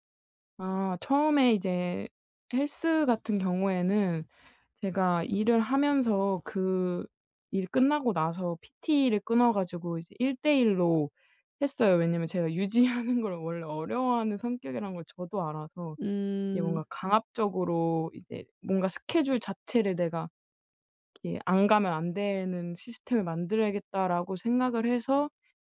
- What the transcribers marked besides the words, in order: laughing while speaking: "유지하는 걸"
- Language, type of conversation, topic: Korean, advice, 시간 관리를 하면서 일과 취미를 어떻게 잘 병행할 수 있을까요?